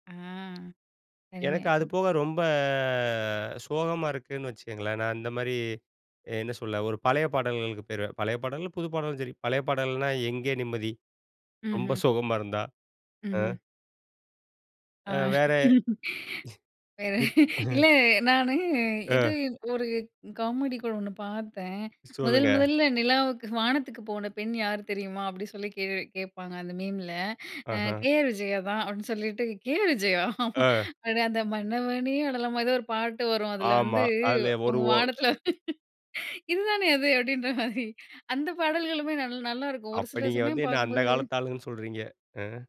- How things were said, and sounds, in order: unintelligible speech; drawn out: "ரொம்ப"; chuckle; laughing while speaking: "இல்ல, நானு இது ஒரு காமெடி … சில சமயம் பார்க்கும்போது"; chuckle; unintelligible speech; tapping
- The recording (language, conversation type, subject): Tamil, podcast, ஒரு பாடல் உங்களை எப்படி மனதளவில் தொடுகிறது?